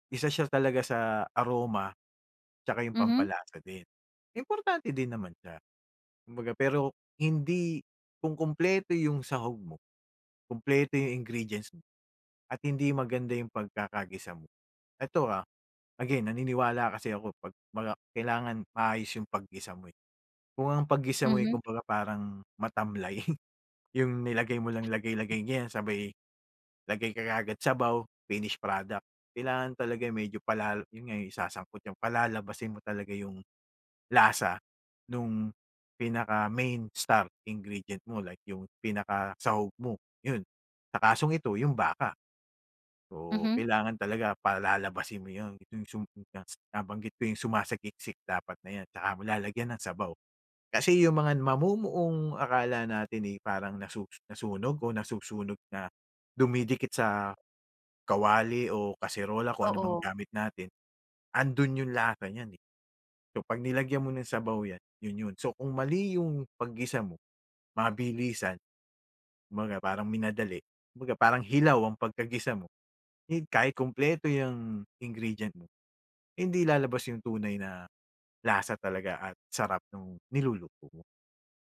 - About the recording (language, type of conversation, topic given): Filipino, podcast, Paano mo nadiskubre ang bagong pagkaing nagustuhan mo?
- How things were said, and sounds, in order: other background noise; chuckle; tapping; unintelligible speech